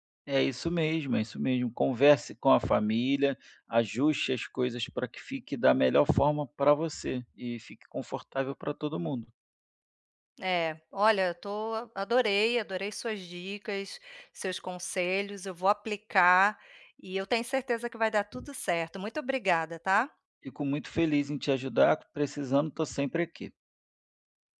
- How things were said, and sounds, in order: none
- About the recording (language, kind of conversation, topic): Portuguese, advice, Equilíbrio entre descanso e responsabilidades